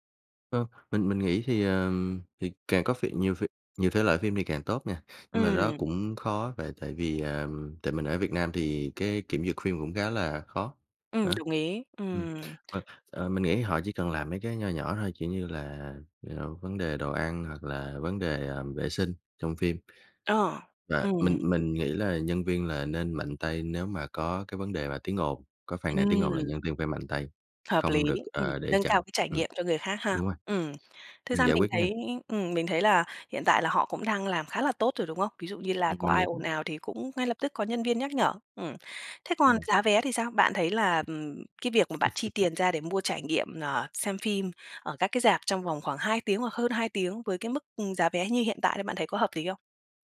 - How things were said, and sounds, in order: tapping; other background noise; laugh
- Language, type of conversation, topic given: Vietnamese, podcast, Bạn nghĩ tương lai của rạp chiếu phim sẽ ra sao khi xem phim trực tuyến ngày càng phổ biến?